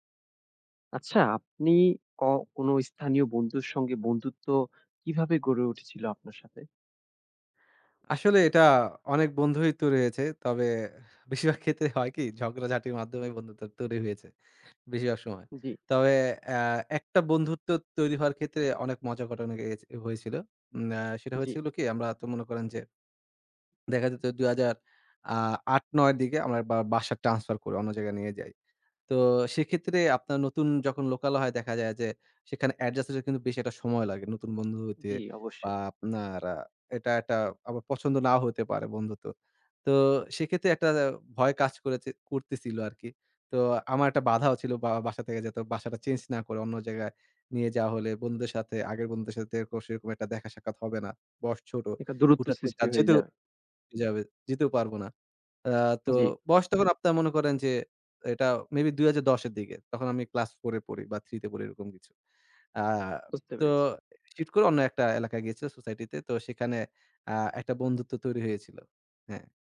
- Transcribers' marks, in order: horn
- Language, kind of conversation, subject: Bengali, podcast, কোনো স্থানীয় বন্ধুর সঙ্গে আপনি কীভাবে বন্ধুত্ব গড়ে তুলেছিলেন?